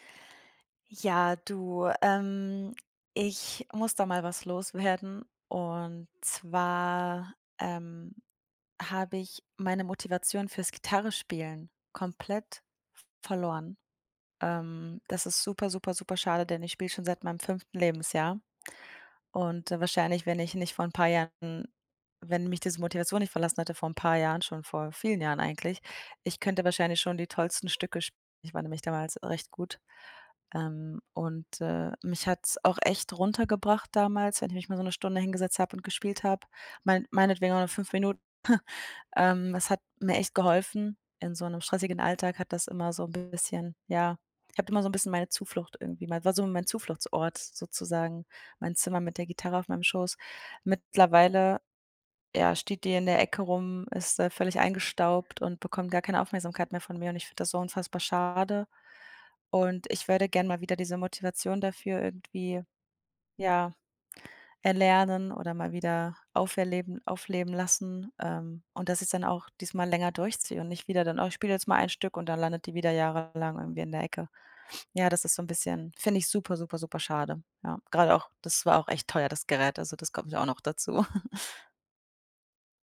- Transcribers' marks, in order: laughing while speaking: "loswerden"; chuckle; sniff; chuckle
- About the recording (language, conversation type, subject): German, advice, Wie kann ich motivierter bleiben und Dinge länger durchziehen?